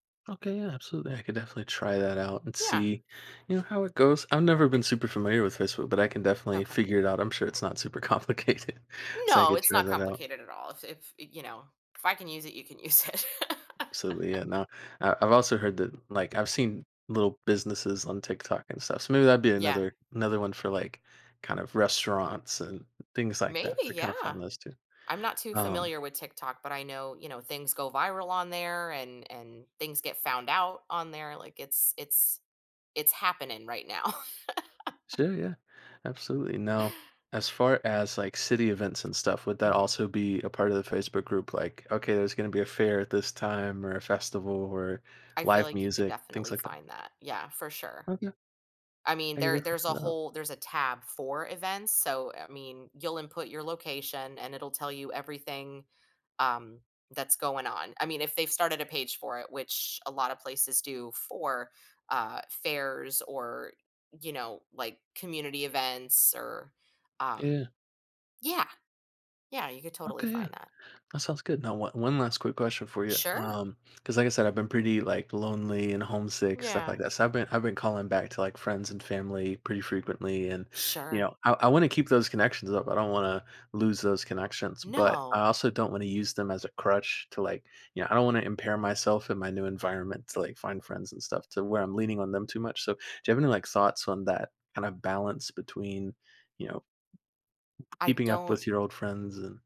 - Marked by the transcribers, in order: laughing while speaking: "complicated"; tapping; laughing while speaking: "use it"; chuckle; chuckle; background speech
- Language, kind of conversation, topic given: English, advice, How can I make new friends and feel settled after moving to a new city?
- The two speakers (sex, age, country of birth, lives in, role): female, 35-39, United States, United States, advisor; male, 20-24, United States, United States, user